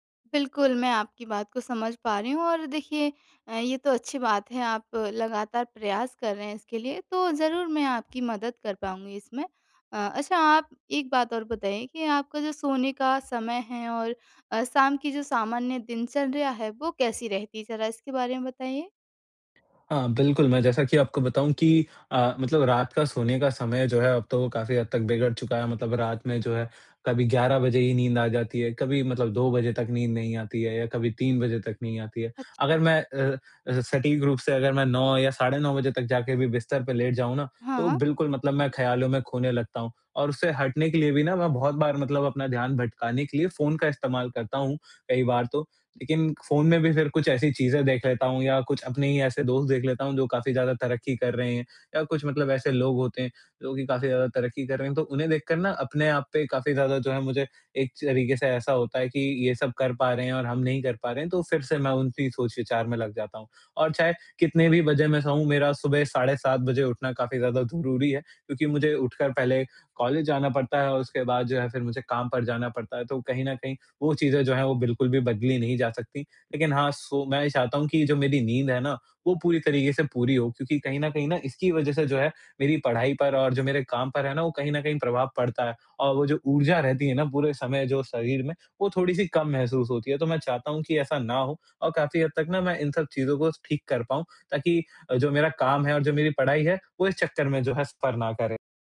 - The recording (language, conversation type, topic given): Hindi, advice, सोने से पहले रोज़मर्रा की चिंता और तनाव जल्दी कैसे कम करूँ?
- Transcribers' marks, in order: in English: "सफ़र"